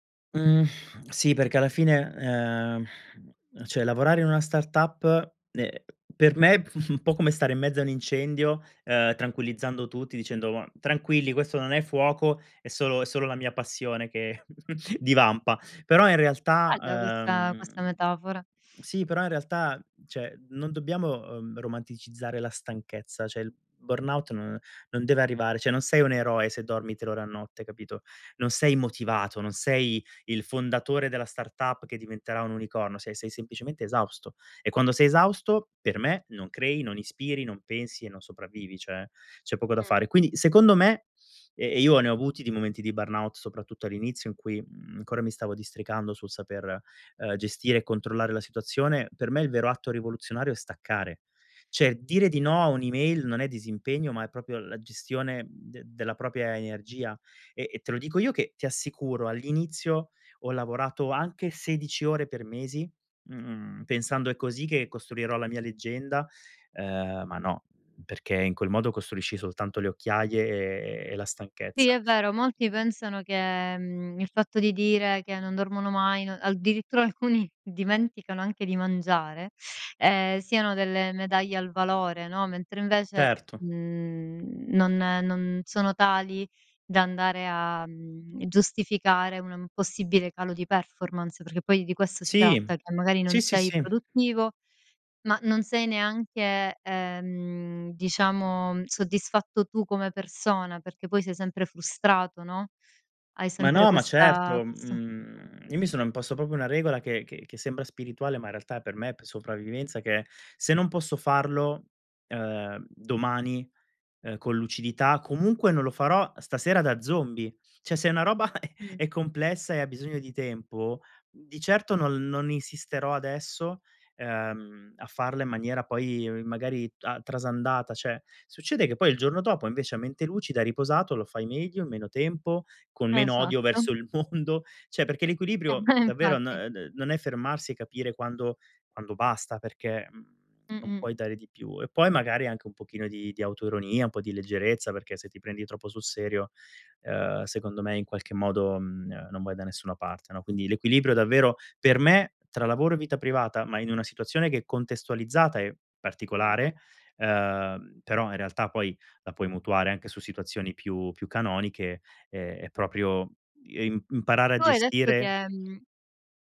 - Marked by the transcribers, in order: sigh; "cioè" said as "ceh"; chuckle; chuckle; "cioè" said as "ceh"; "cioè" said as "ceh"; in English: "burnout"; in English: "burnout"; "Cioè" said as "ceh"; "proprio" said as "propio"; "proprio" said as "propio"; "Cioè" said as "ceh"; chuckle; "cioè" said as "ceh"; laughing while speaking: "mondo"; "Cioè" said as "ceh"; laughing while speaking: "beh"
- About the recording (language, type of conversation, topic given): Italian, podcast, Cosa fai per mantenere l'equilibrio tra lavoro e vita privata?